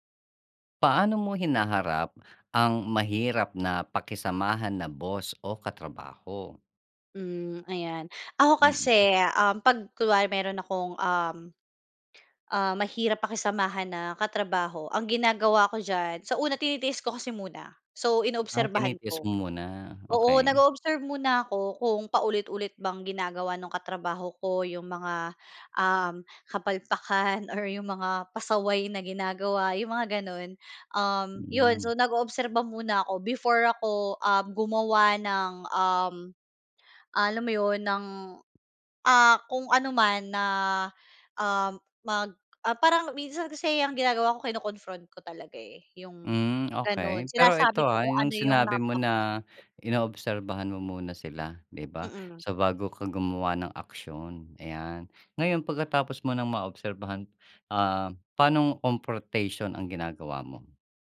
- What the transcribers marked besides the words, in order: other background noise; laughing while speaking: "kapalpakan or yung mga pasaway na ginagawa"; tapping; in English: "confrontation"
- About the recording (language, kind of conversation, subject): Filipino, podcast, Paano mo hinaharap ang mahirap na boss o katrabaho?